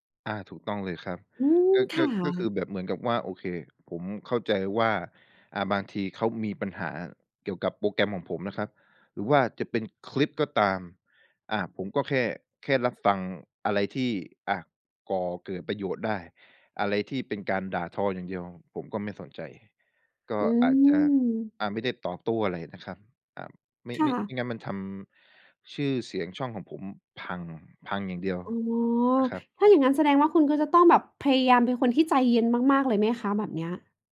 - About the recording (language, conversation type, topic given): Thai, podcast, คุณรับมือกับความอยากให้ผลงานสมบูรณ์แบบอย่างไร?
- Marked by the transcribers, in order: none